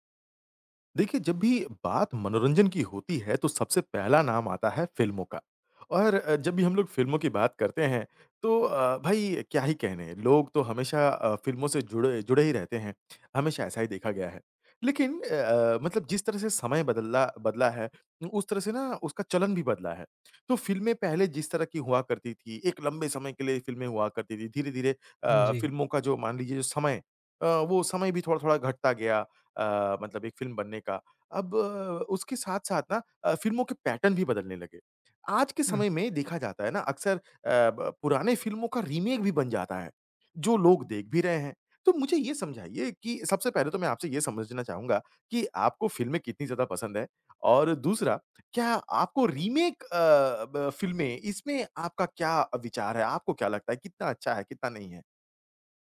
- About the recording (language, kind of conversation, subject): Hindi, podcast, क्या रीमेक मूल कृति से बेहतर हो सकते हैं?
- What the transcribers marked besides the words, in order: tapping; other background noise; in English: "पैटर्न"; in English: "रीमेक"; in English: "रीमेक"